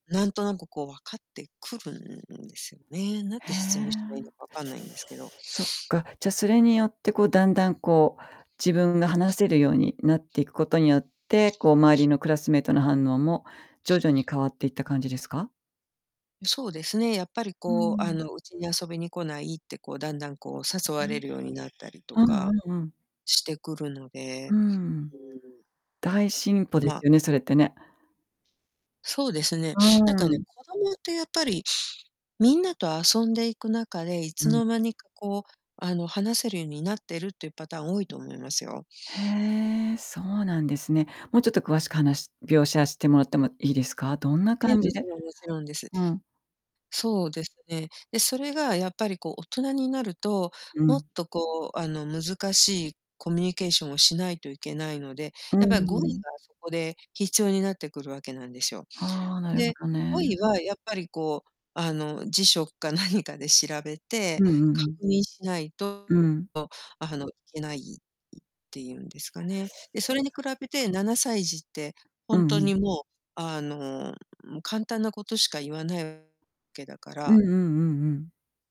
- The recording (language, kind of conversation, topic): Japanese, podcast, 言葉の壁をどのように乗り越えましたか？
- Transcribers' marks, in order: other background noise; unintelligible speech; distorted speech; laughing while speaking: "何か"